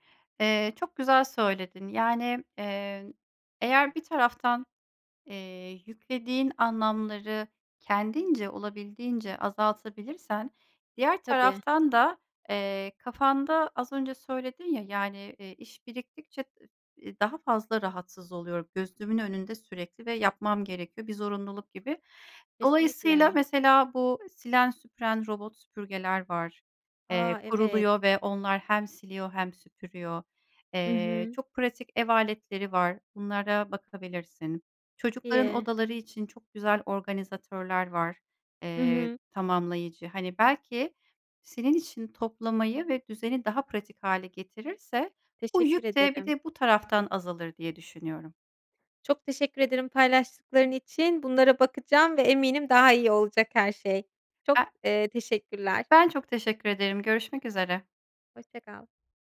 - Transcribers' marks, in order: tapping
- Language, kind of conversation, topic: Turkish, advice, Erteleme alışkanlığımı nasıl kırıp görevlerimi zamanında tamamlayabilirim?